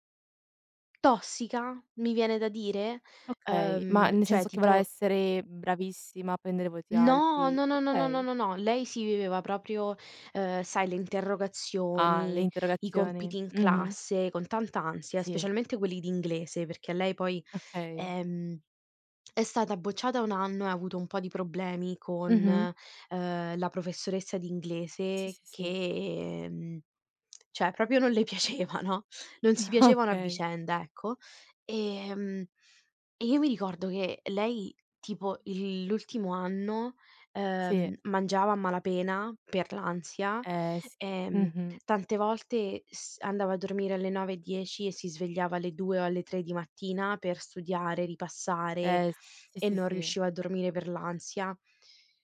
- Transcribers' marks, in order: tapping; "voleva" said as "volea"; drawn out: "che"; "proprio" said as "propio"; laughing while speaking: "piaceva"; laughing while speaking: "Okay"
- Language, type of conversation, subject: Italian, unstructured, Come affronti i momenti di ansia o preoccupazione?